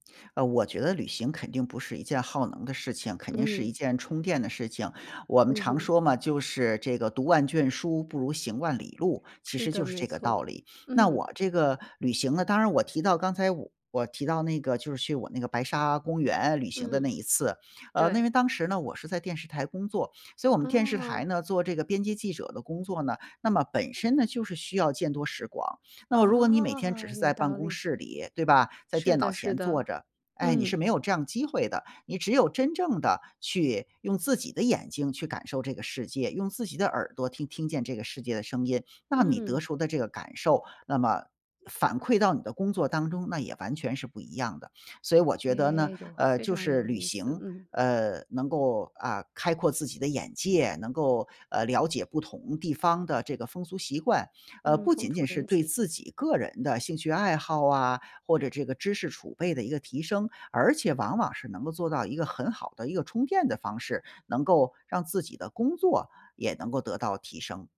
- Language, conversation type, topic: Chinese, podcast, 你会怎样安排假期才能真正休息？
- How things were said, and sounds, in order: none